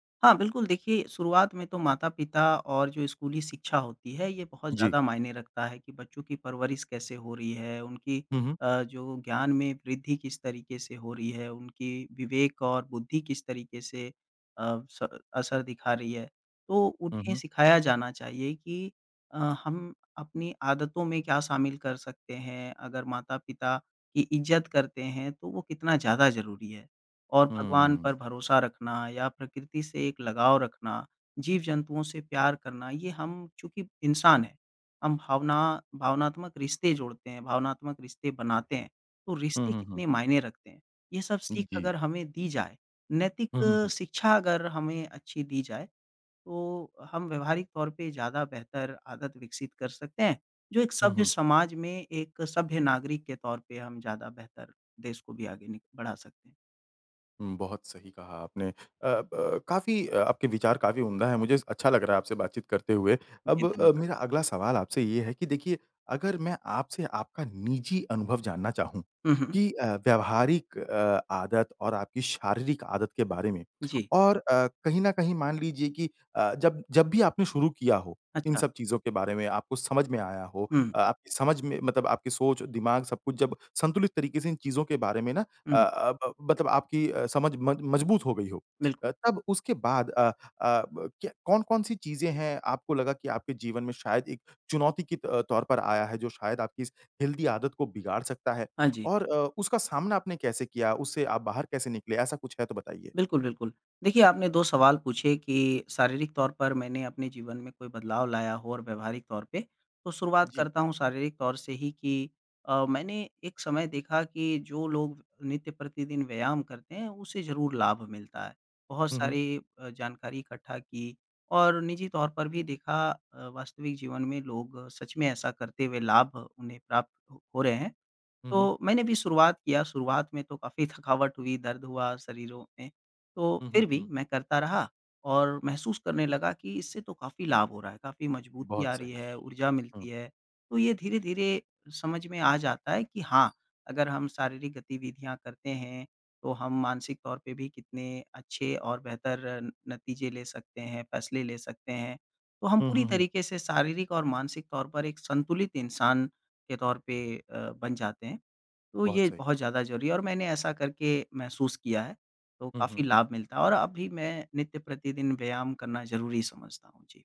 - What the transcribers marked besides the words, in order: in English: "हेल्थी"; other background noise
- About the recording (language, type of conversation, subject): Hindi, podcast, नई स्वस्थ आदत शुरू करने के लिए आपका कदम-दर-कदम तरीका क्या है?